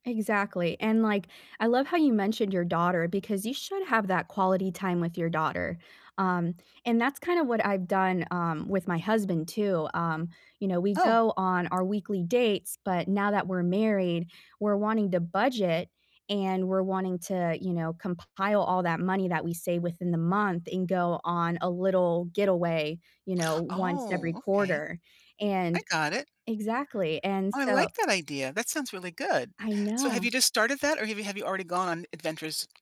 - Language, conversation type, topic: English, unstructured, How can I balance saving for the future with small treats?
- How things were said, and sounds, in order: none